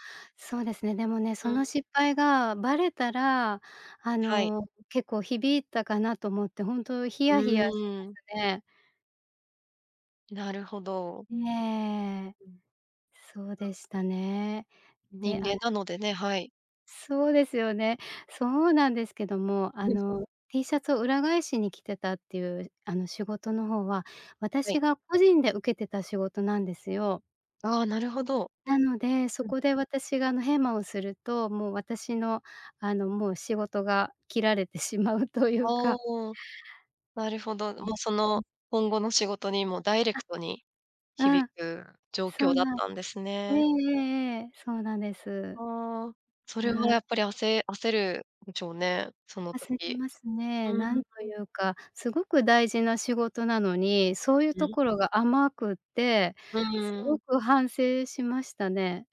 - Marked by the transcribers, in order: unintelligible speech; chuckle; unintelligible speech
- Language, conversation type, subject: Japanese, podcast, 服の失敗談、何かある？